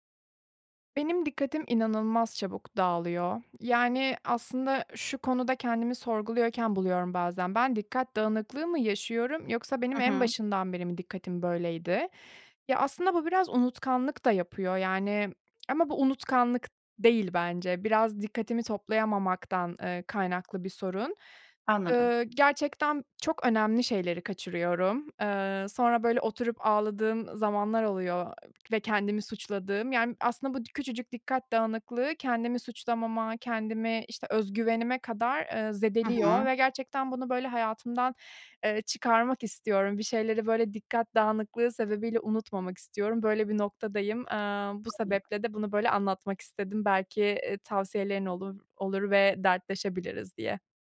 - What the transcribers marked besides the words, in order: unintelligible speech
- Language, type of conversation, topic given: Turkish, advice, Sürekli dikkatimin dağılmasını azaltıp düzenli çalışma blokları oluşturarak nasıl daha iyi odaklanabilirim?